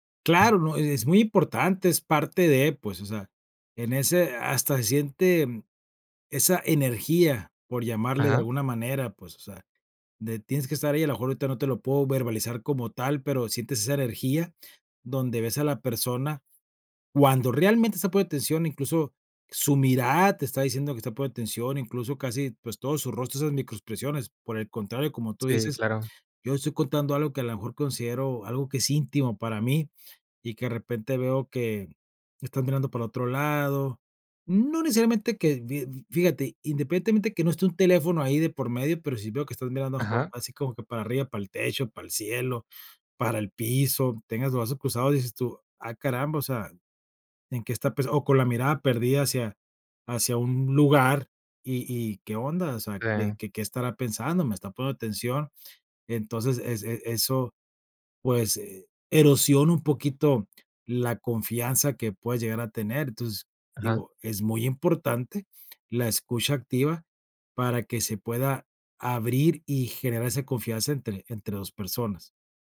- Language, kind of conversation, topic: Spanish, podcast, ¿Cómo ayuda la escucha activa a generar confianza?
- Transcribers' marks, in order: none